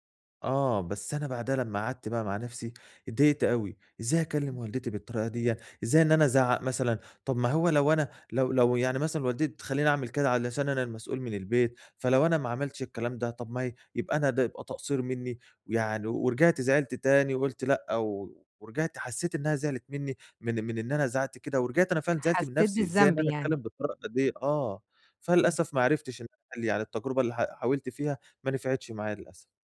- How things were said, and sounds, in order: tapping
- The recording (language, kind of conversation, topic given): Arabic, advice, إزاي أوازن بين التزاماتي اليومية ووقتي لهواياتي بشكل مستمر؟